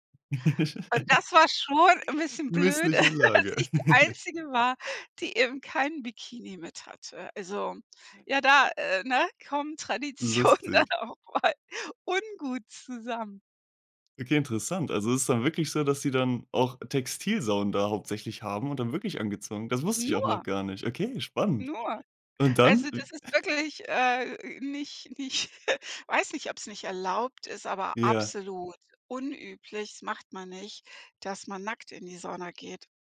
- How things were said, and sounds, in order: laugh; giggle; laughing while speaking: "Tradition dann auch mal"; other noise; chuckle
- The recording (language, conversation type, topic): German, podcast, Wie integrierst du Traditionen aus zwei Kulturen in dein Leben?